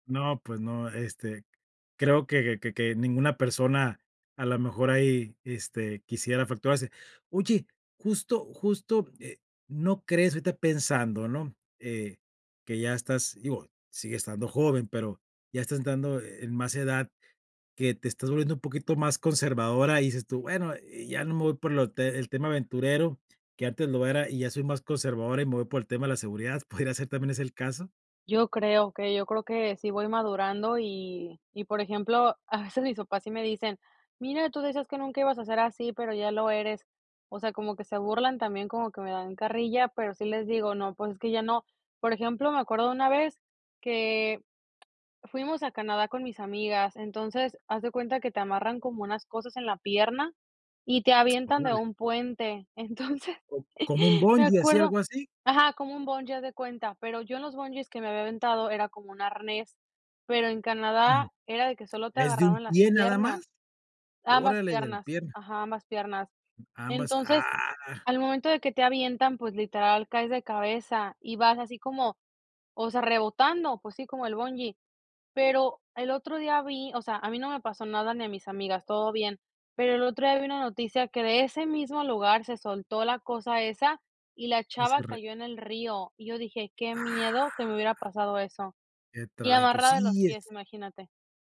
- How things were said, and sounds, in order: chuckle; laughing while speaking: "entonces"; drawn out: "Ah"
- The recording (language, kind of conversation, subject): Spanish, podcast, ¿Cómo eliges entre seguridad y aventura?